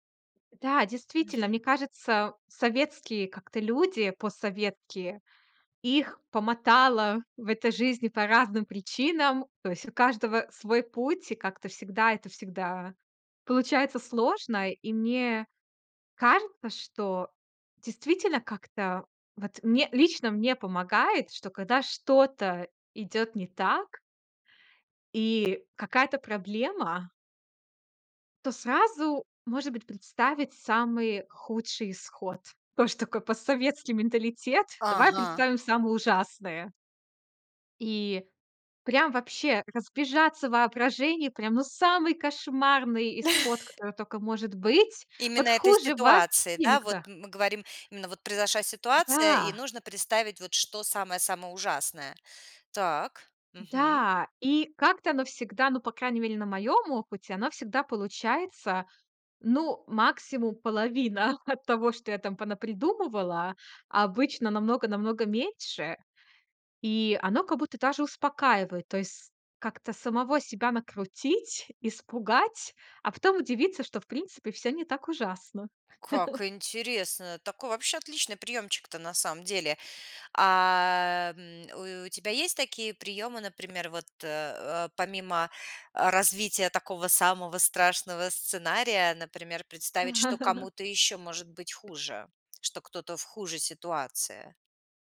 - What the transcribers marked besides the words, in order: tapping; chuckle; stressed: "вообще"; chuckle; chuckle; chuckle
- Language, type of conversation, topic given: Russian, podcast, Как перестать надолго застревать в сожалениях?